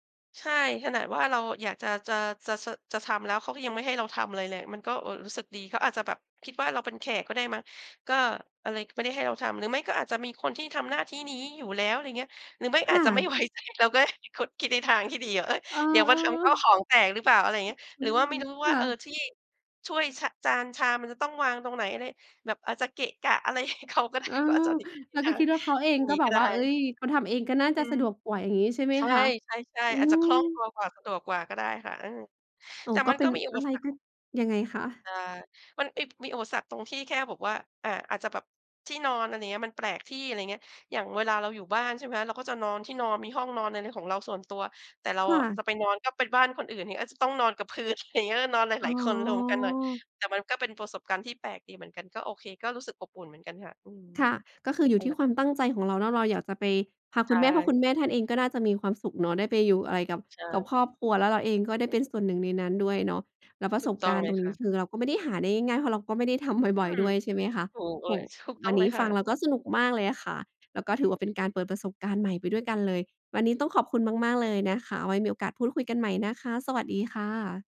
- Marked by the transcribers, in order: laughing while speaking: "ไม่ไว้ใจก็ได้ เราก็คิดในทางที่ดี เอ๊ย เดี๋ยวมาทำข้าวของแตกหรือเปล่า"; tapping; laughing while speaking: "ให้เขาก็ได้ ก็อาจจะ งี้ก็ได้"; unintelligible speech; laughing while speaking: "อะไรอย่างเงี้ย"; other background noise
- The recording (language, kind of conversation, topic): Thai, podcast, คุณช่วยเล่าประสบการณ์การไปเยือนชุมชนท้องถิ่นที่ต้อนรับคุณอย่างอบอุ่นให้ฟังหน่อยได้ไหม?